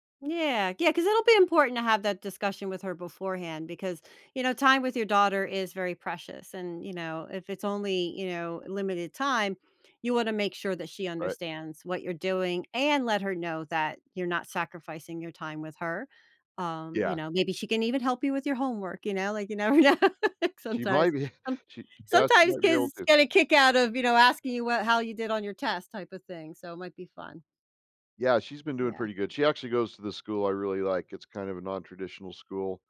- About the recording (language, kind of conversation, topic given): English, advice, How should I decide between major life changes?
- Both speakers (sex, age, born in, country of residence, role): female, 50-54, United States, United States, advisor; male, 55-59, United States, United States, user
- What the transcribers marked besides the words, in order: stressed: "and"; laughing while speaking: "you never know"; laugh; laughing while speaking: "be"; tapping